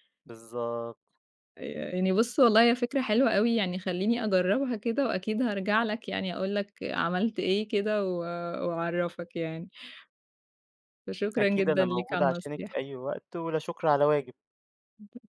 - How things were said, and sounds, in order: unintelligible speech
- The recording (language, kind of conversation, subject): Arabic, advice, إزاي الموبايل والسوشيال ميديا بيشتتوك وبيأثروا على تركيزك؟